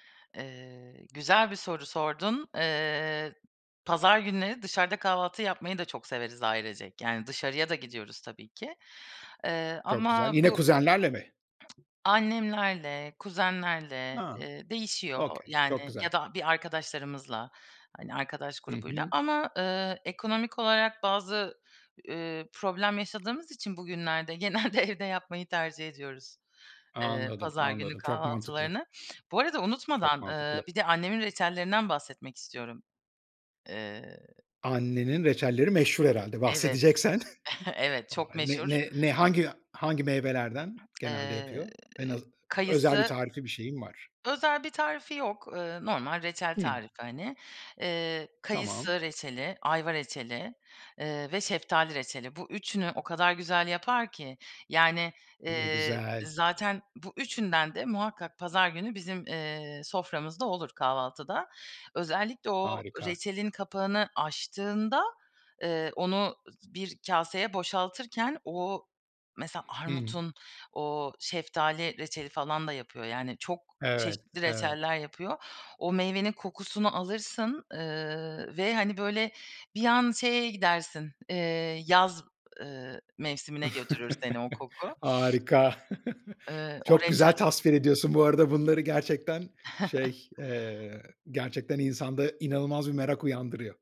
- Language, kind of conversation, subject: Turkish, podcast, Hafta sonu kahvaltın genelde nasıl olur?
- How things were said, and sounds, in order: other background noise; tapping; in English: "okey"; laughing while speaking: "genelde evde"; chuckle; chuckle; chuckle